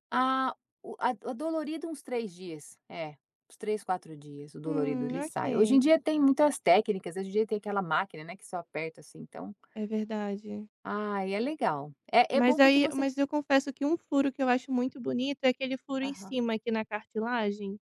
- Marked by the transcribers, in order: none
- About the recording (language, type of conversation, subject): Portuguese, podcast, Como você descreveria seu estilo pessoal, sem complicar muito?